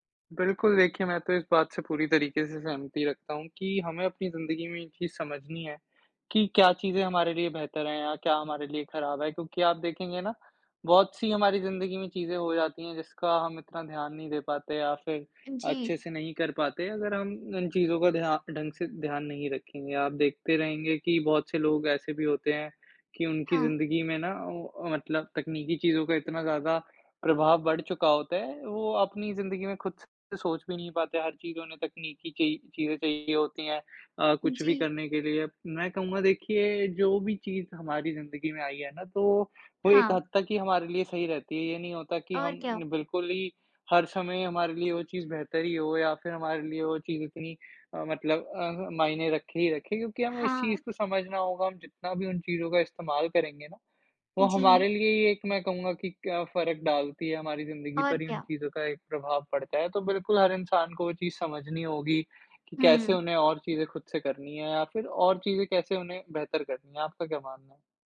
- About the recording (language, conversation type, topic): Hindi, unstructured, तकनीक ने आपकी पढ़ाई पर किस तरह असर डाला है?
- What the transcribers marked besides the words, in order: other background noise